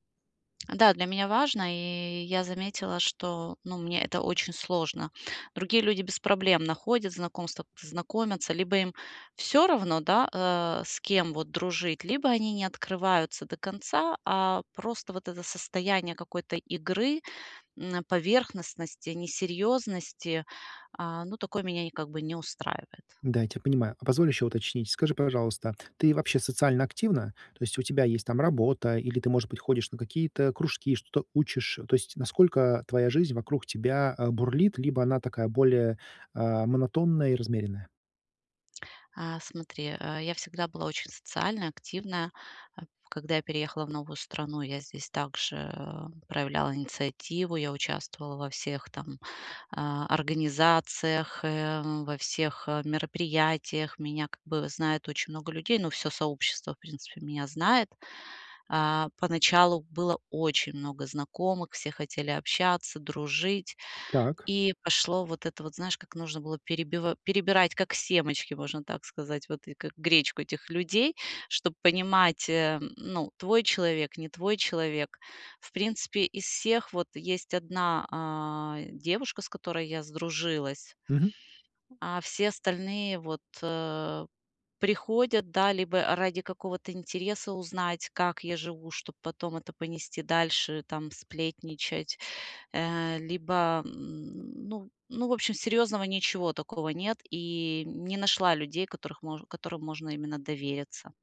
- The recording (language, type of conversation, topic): Russian, advice, Как мне найти новых друзей во взрослом возрасте?
- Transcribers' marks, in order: tapping; other background noise